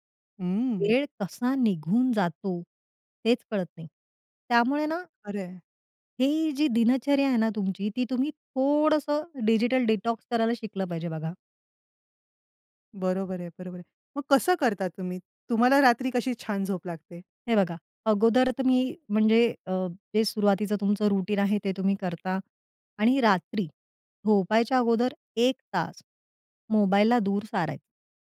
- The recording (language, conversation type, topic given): Marathi, podcast, रात्री शांत झोपेसाठी तुमची दिनचर्या काय आहे?
- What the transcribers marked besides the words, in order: other noise; in English: "डिटॉक्स"; in English: "रुटीन"; tapping